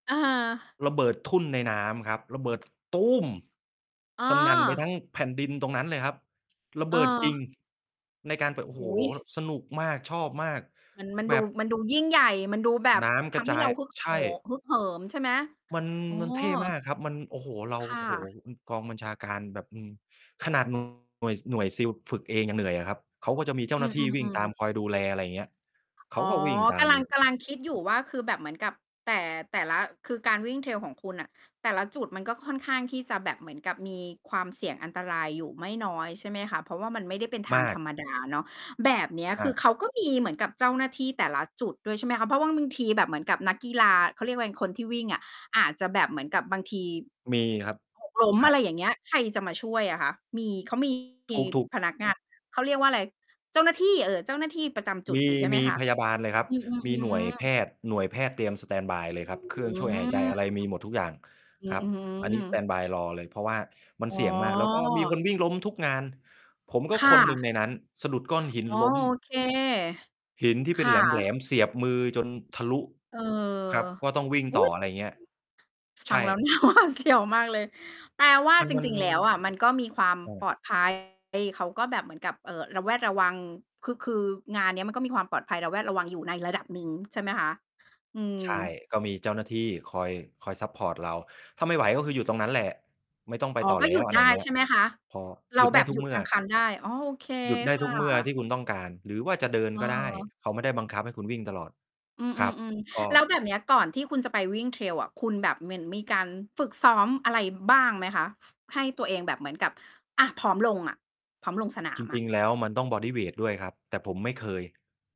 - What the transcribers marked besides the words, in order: other noise; distorted speech; unintelligible speech; other background noise; unintelligible speech; laughing while speaking: "น่าหวาดเสียว"
- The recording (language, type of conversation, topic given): Thai, podcast, งานอดิเรกนี้เปลี่ยนชีวิตคุณไปอย่างไรบ้าง?